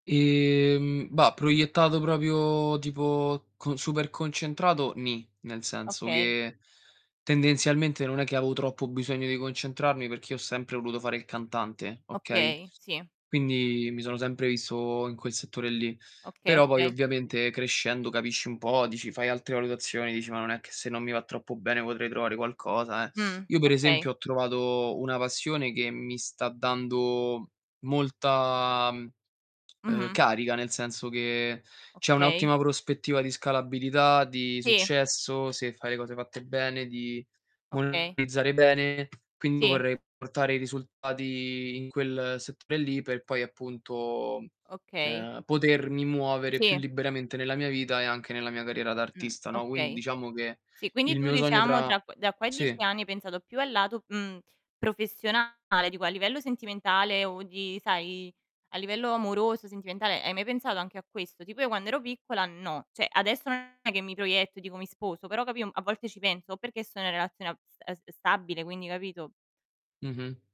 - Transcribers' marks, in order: "proprio" said as "propio"; "avevo" said as "aveo"; "perché io" said as "perch'io"; other background noise; tapping; distorted speech; "cioè" said as "ceh"
- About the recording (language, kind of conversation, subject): Italian, unstructured, Quali sogni hai per i prossimi dieci anni?